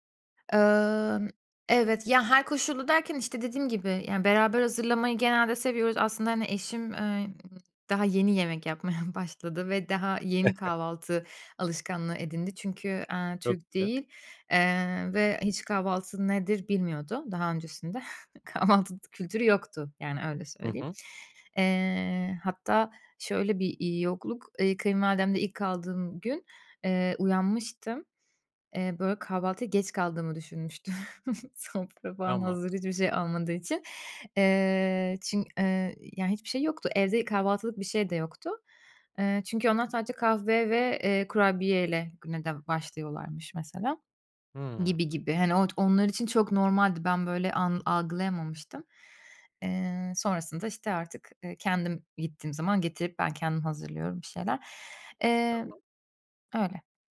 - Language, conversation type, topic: Turkish, podcast, Evde yemek paylaşımını ve sofraya dair ritüelleri nasıl tanımlarsın?
- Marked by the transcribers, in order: other background noise; chuckle; snort; snort; laughing while speaking: "Kahvaltı"; laughing while speaking: "düşünmüştüm"; chuckle